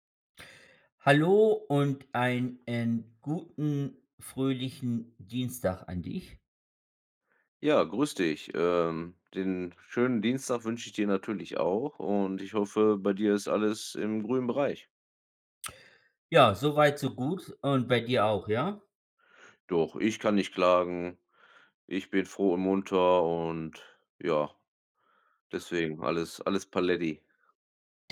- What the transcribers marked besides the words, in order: none
- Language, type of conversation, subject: German, unstructured, Welche wissenschaftliche Entdeckung findest du am faszinierendsten?